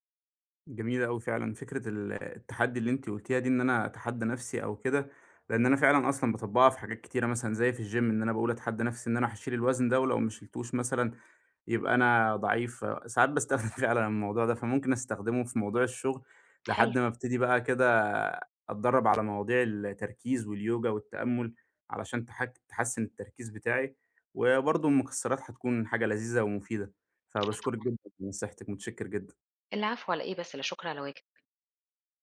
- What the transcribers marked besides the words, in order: other background noise; in English: "الgym"; laughing while speaking: "باستخدم"
- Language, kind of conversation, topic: Arabic, advice, إزاي أتعامل مع أفكار قلق مستمرة بتقطع تركيزي وأنا بكتب أو ببرمج؟